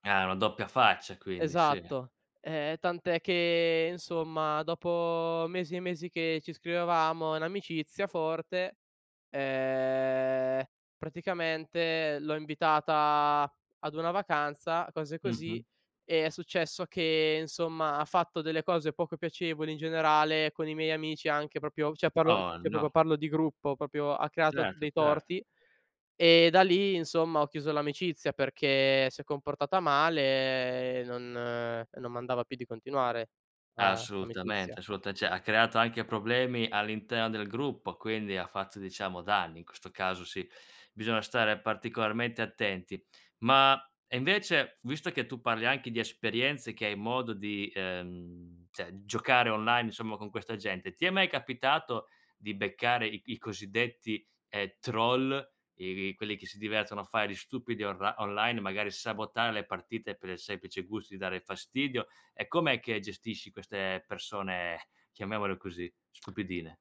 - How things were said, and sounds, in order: "proprio" said as "propio"; "cioè" said as "ceh"; "cioè" said as "ceh"; "proprio" said as "propio"; "proprio" said as "propio"; "cioè" said as "ceh"; "cioè" said as "ceh"
- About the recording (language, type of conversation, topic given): Italian, podcast, Come costruire fiducia online, sui social o nelle chat?